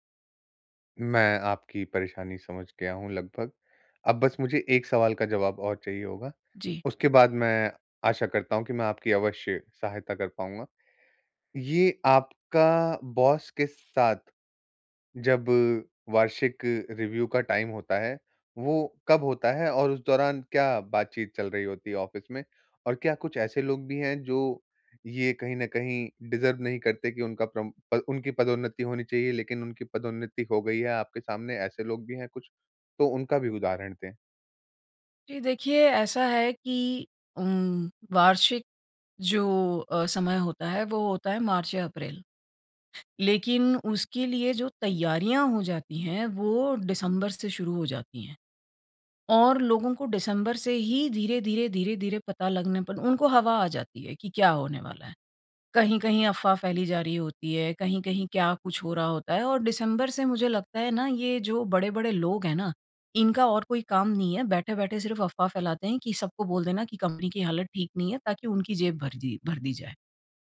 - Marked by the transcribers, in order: in English: "बॉस"; in English: "रिव्यू"; in English: "टाइम"; in English: "ऑफिस"; in English: "डिज़र्व"; in English: "डिसेंबर"; in English: "डिसेंबर"
- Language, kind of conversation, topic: Hindi, advice, बॉस से तनख्वाह या पदोन्नति पर बात कैसे करें?